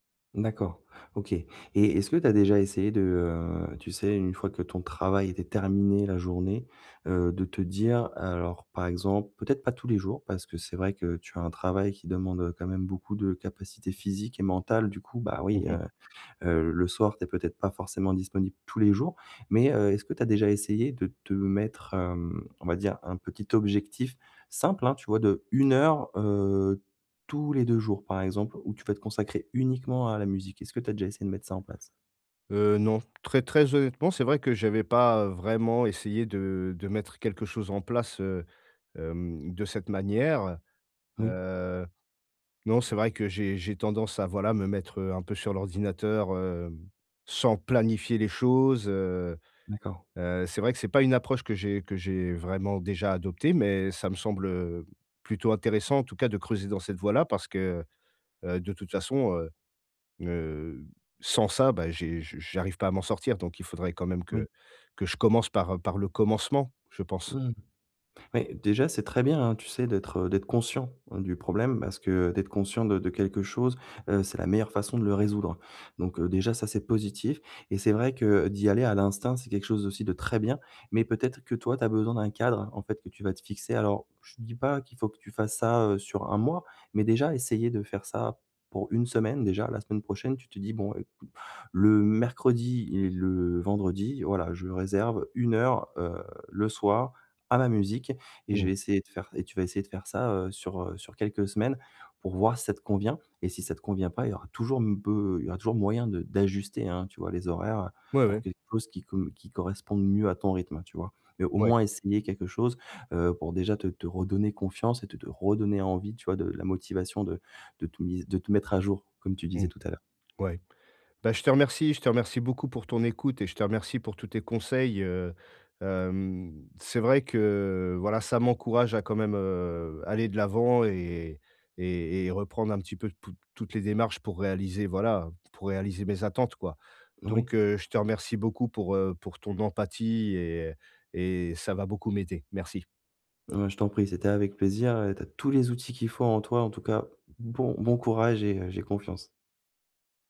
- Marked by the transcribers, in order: tapping; other background noise
- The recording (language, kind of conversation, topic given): French, advice, Comment puis-je baisser mes attentes pour avancer sur mon projet ?